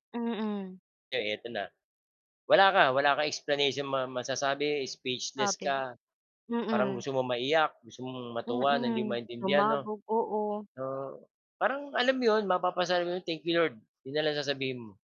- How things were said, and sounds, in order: static; unintelligible speech
- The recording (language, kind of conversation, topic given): Filipino, unstructured, Ano ang papel ng pakikinig sa paglutas ng alitan?